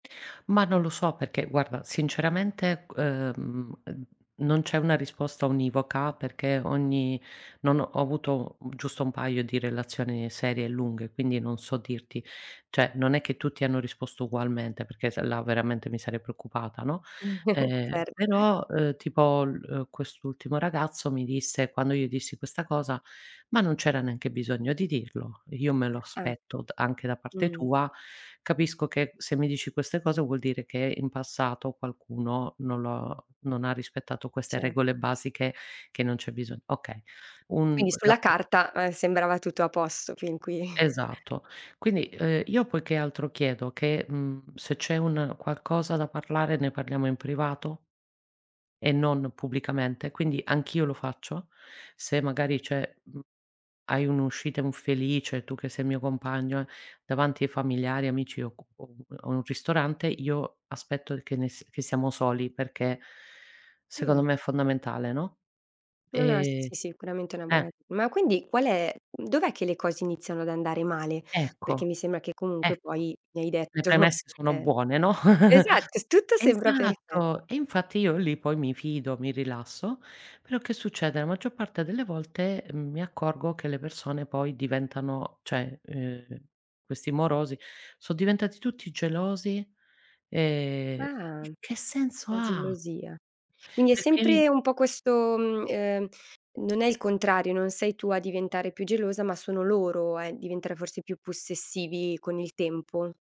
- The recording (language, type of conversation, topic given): Italian, advice, Perché finisco per scegliere sempre lo stesso tipo di partner distruttivo?
- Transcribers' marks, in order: chuckle; other background noise; "bisogno" said as "bison"; chuckle; chuckle; "sono" said as "so"